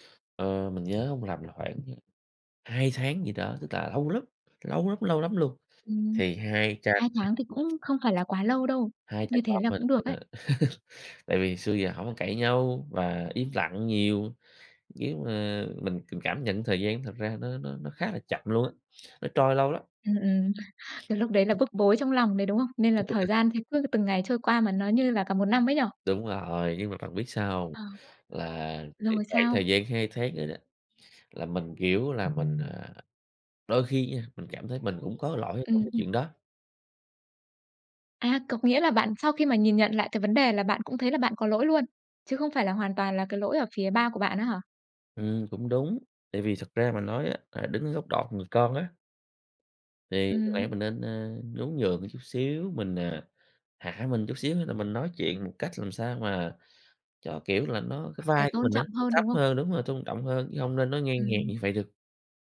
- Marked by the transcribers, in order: other background noise; laugh; tapping; background speech; alarm
- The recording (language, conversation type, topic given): Vietnamese, podcast, Bạn có kinh nghiệm nào về việc hàn gắn lại một mối quan hệ gia đình bị rạn nứt không?